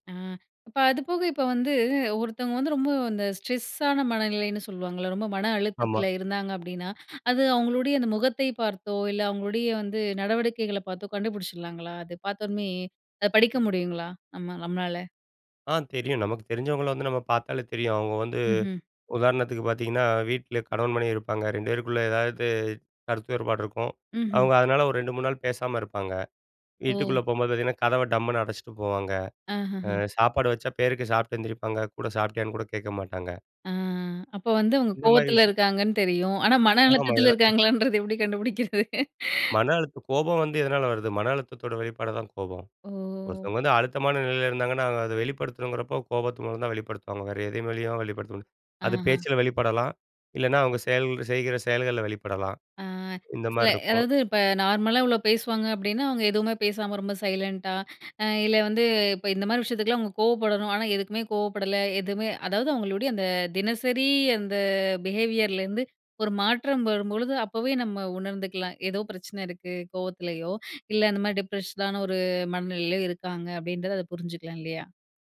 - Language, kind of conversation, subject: Tamil, podcast, மற்றவரின் உணர்வுகளை நீங்கள் எப்படிப் புரிந்துகொள்கிறீர்கள்?
- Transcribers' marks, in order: in English: "ஸ்ட்ரெஸ்ஸான"; inhale; laughing while speaking: "ஆனா, மன அழுத்தத்தில இருக்காங்களன்றது எப்டி கண்டுபிடிக்கிறது"; inhale; "முடியாது" said as "மு"; inhale; in English: "பிஹேவியர்லேருந்து"; inhale; in English: "டிப்ரஷ்டான"